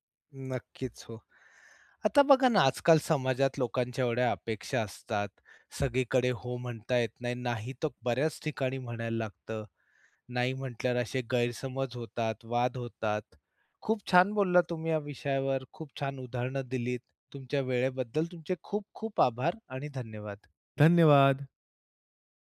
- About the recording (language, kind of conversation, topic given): Marathi, podcast, लोकांना नकार देण्याची भीती दूर कशी करावी?
- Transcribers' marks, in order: other background noise; tapping